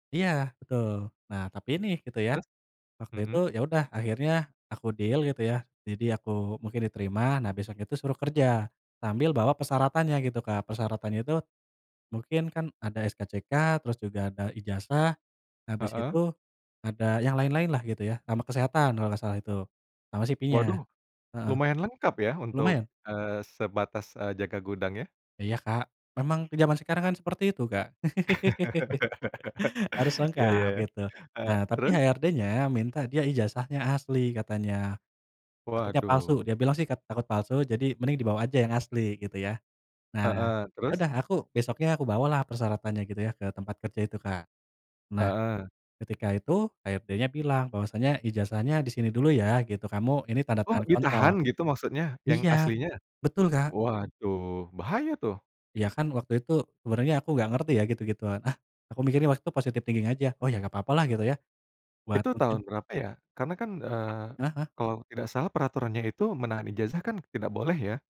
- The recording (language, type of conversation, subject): Indonesian, podcast, Ceritakan satu keputusan yang pernah kamu ambil sampai kamu benar-benar kapok?
- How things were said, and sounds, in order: in English: "deal"; laugh; in English: "positive thinking"; tapping